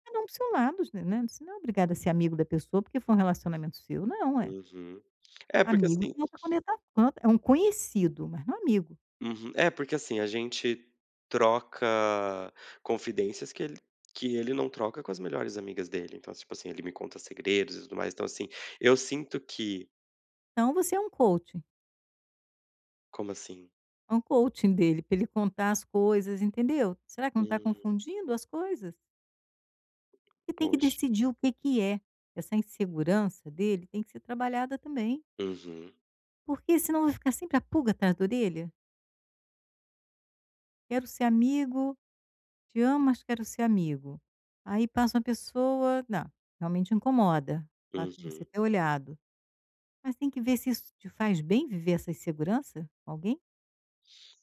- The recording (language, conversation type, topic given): Portuguese, advice, Como posso ter menos medo de ser rejeitado em relacionamentos amorosos?
- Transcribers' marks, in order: unintelligible speech; in English: "coaching"; in English: "coaching"